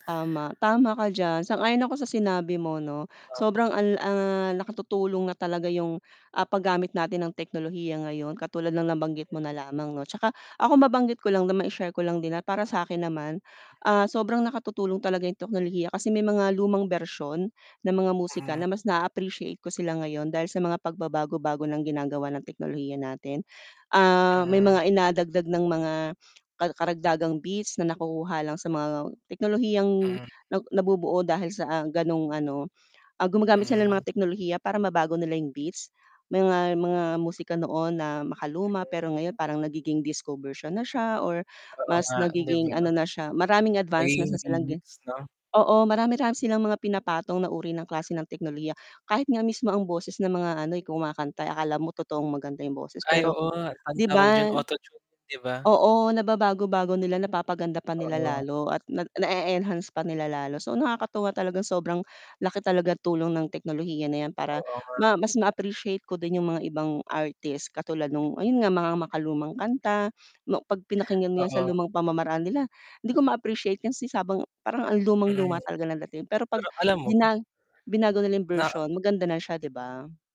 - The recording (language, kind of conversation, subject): Filipino, unstructured, Paano mo nae-enjoy ang musika sa tulong ng teknolohiya?
- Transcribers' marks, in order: static; "teknolohiya" said as "toknolohiya"; distorted speech; tapping; other background noise; sniff